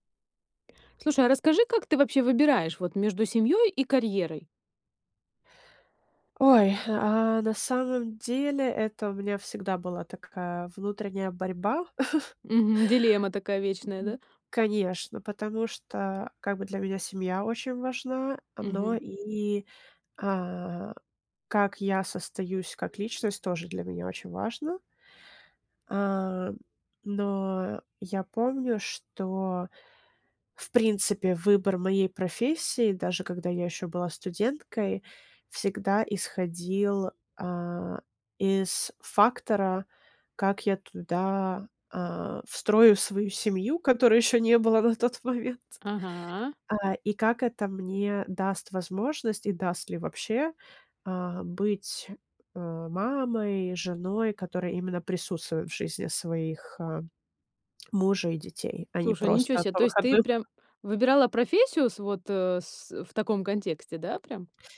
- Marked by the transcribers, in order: tapping; chuckle; other background noise; swallow
- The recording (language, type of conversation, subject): Russian, podcast, Как вы выбираете между семьёй и карьерой?